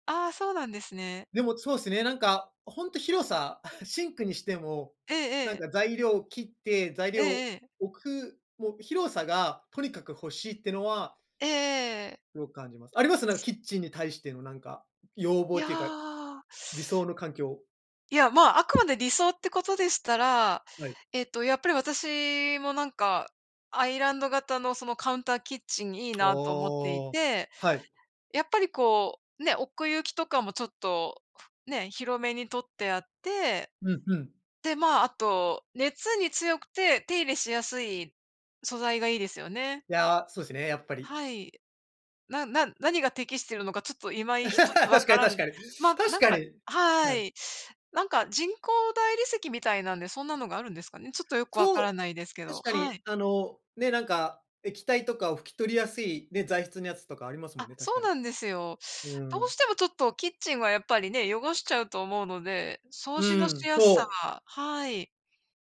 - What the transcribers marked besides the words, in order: laugh; other noise; tapping; laugh
- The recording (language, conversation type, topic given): Japanese, unstructured, あなたの理想的な住まいの環境はどんな感じですか？